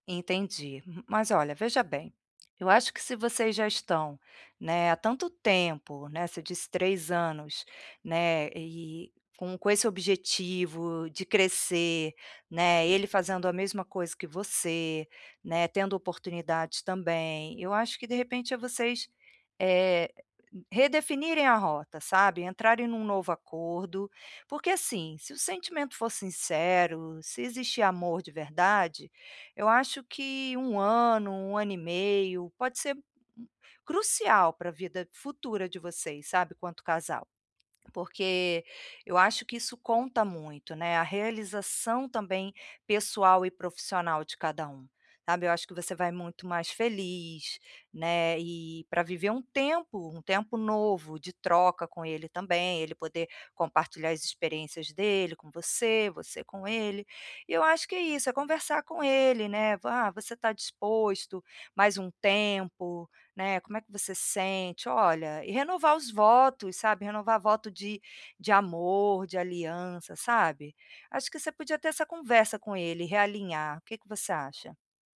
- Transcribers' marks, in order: chuckle; tapping
- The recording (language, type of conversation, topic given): Portuguese, advice, Como posso tomar uma decisão sobre o meu futuro com base em diferentes cenários e seus possíveis resultados?